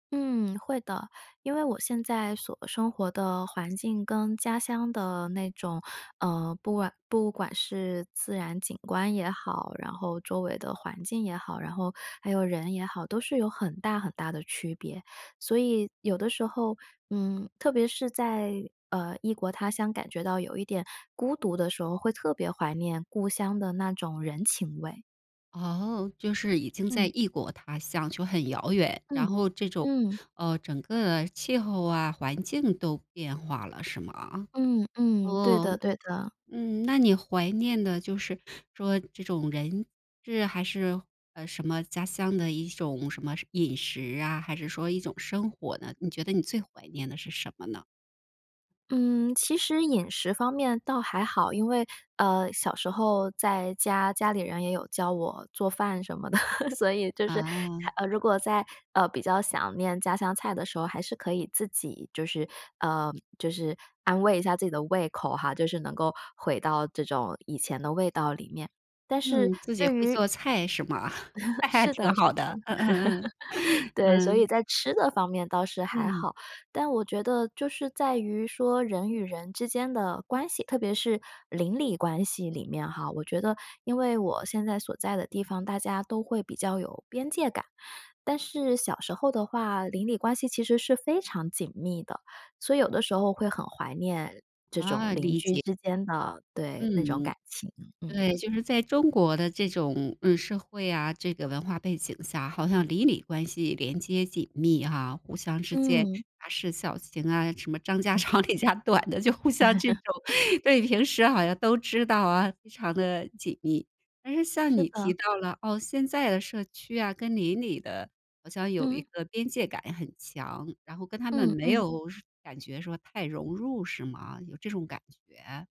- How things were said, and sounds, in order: laugh; laughing while speaking: "所以"; tapping; chuckle; laugh; laughing while speaking: "那挺好的"; laugh; chuckle; laughing while speaking: "长"; chuckle; laugh; laughing while speaking: "互相这种"; chuckle
- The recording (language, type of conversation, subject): Chinese, podcast, 离开故乡之后，你最怀念的是什么？